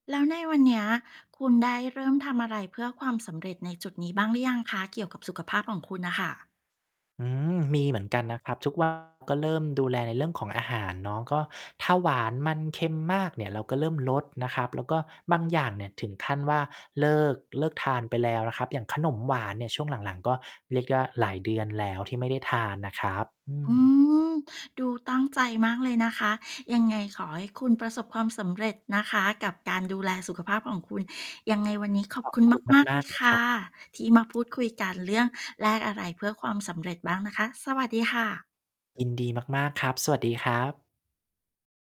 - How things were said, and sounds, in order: distorted speech; tapping; static; other background noise
- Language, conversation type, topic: Thai, podcast, คุณคิดว่าต้องแลกอะไรบ้างเพื่อให้ประสบความสำเร็จ?